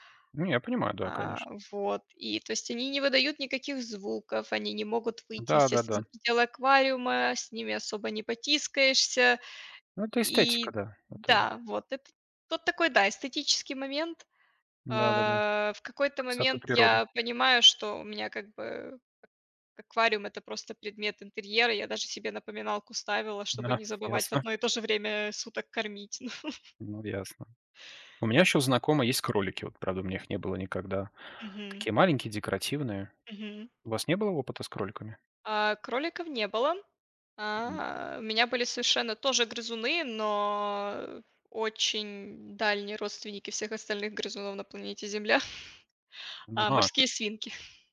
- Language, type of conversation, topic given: Russian, unstructured, Какие животные тебе кажутся самыми умными и почему?
- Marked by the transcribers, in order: tapping; laughing while speaking: "А"; chuckle; chuckle; other background noise; chuckle